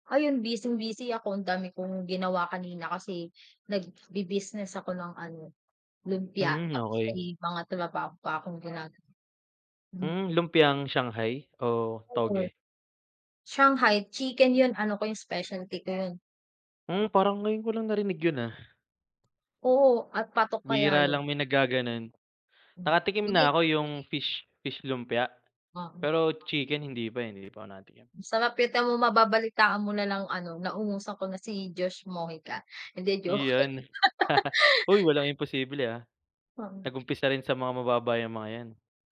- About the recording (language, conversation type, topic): Filipino, unstructured, Ano ang masasabi mo tungkol sa mga pautang sa internet?
- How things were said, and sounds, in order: other background noise; background speech; tapping; unintelligible speech; laugh